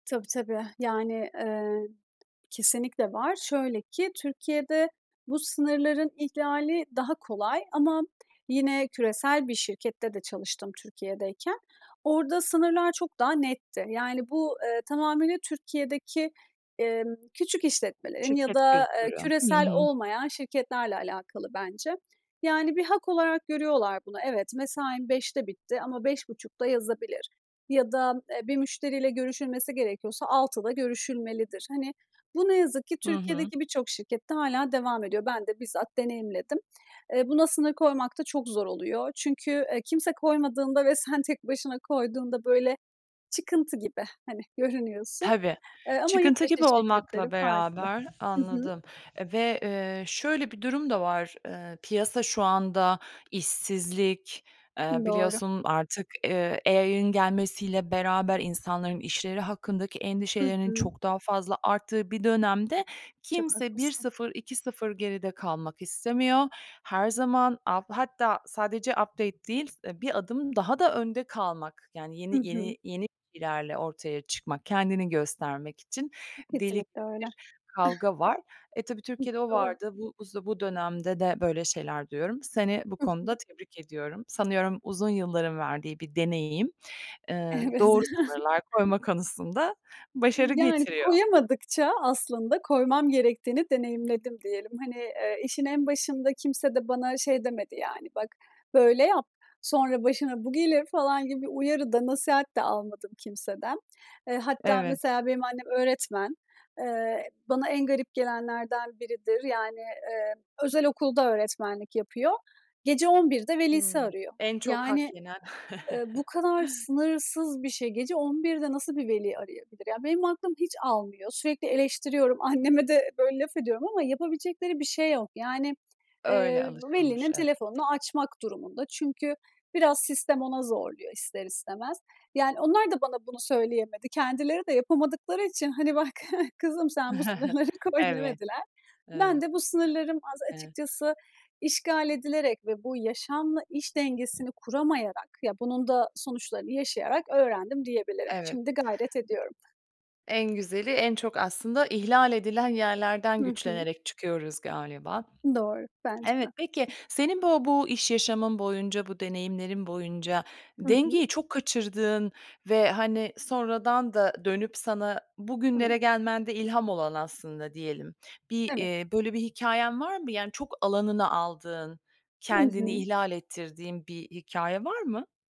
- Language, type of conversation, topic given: Turkish, podcast, İş ve yaşam dengesini nasıl sağlarsın?
- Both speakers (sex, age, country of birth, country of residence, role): female, 30-34, Turkey, Estonia, guest; female, 45-49, Turkey, United States, host
- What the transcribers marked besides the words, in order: tapping; other background noise; in English: "AI"; in English: "update"; chuckle; laughing while speaking: "Evet"; chuckle; chuckle; laughing while speaking: "Bak"; chuckle; laughing while speaking: "sınırları koy"